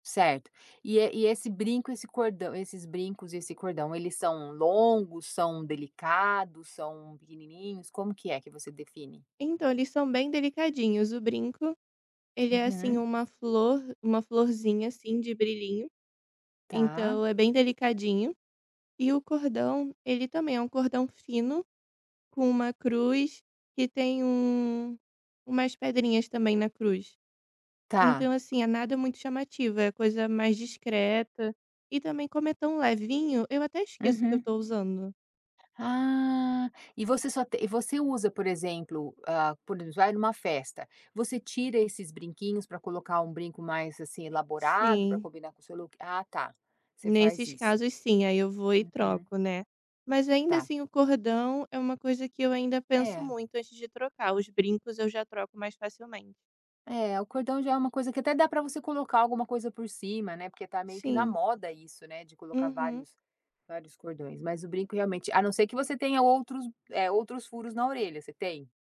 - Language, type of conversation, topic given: Portuguese, podcast, Como você descreveria seu estilo pessoal, sem complicar muito?
- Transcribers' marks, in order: tapping; in English: "look"